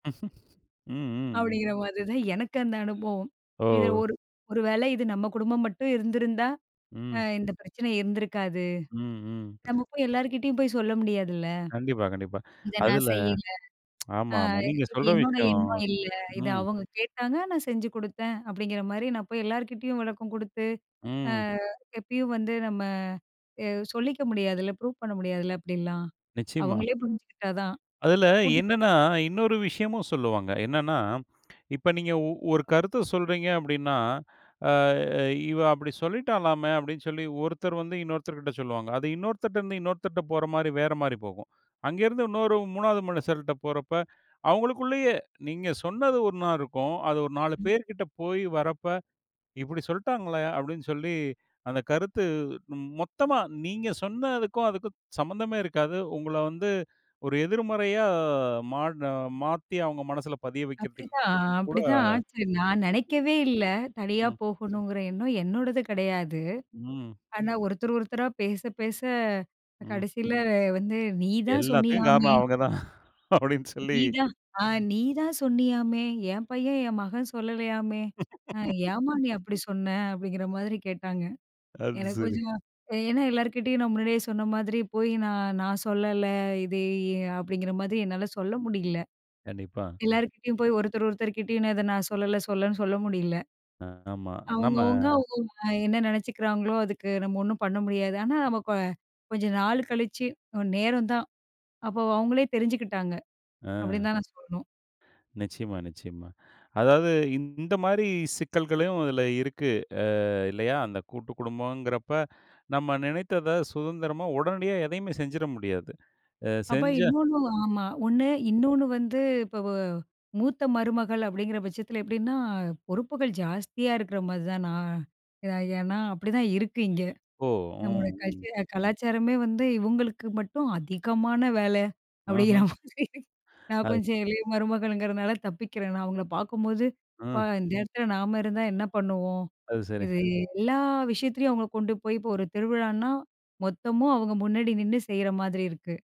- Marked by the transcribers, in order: chuckle; other background noise; tsk; in English: "ப்ரூஃப்"; laughing while speaking: "அவங்க தான் அப்டின்னு சொல்லி"; put-on voice: "நீதான் சொன்னீயாமே? என் பையன், என் மகன் சொல்லலையாமே!"; laugh; in English: "கல்ச்சர்"; laughing while speaking: "அப்டிங்கிற மாதிரி"; drawn out: "எல்லா"
- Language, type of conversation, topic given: Tamil, podcast, ஒரு பெரிய குடும்பக் கூட்டத்தில் உங்களுக்கு ஏற்பட்ட அனுபவத்தைப் பற்றி சொல்ல முடியுமா?